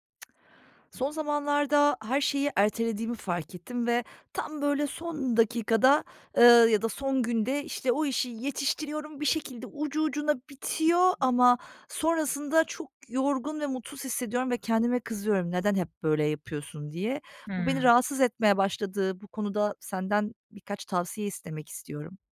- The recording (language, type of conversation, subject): Turkish, advice, Sürekli erteleme ve son dakika paniklerini nasıl yönetebilirim?
- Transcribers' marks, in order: other background noise